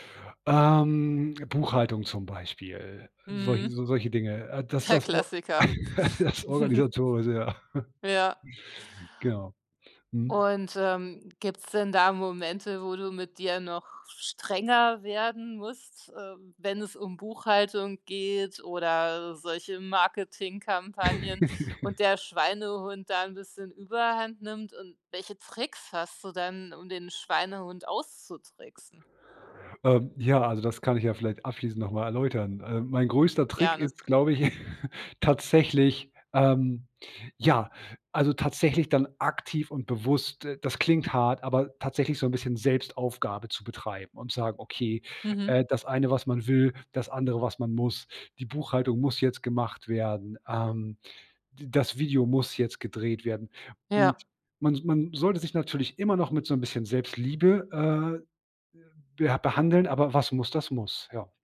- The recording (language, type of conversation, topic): German, podcast, Wie findest du die Balance zwischen Disziplin und Freiheit?
- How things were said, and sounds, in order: drawn out: "Ähm"; laughing while speaking: "der Klassiker"; laugh; joyful: "das Organisatorische, ja"; chuckle; laugh; laugh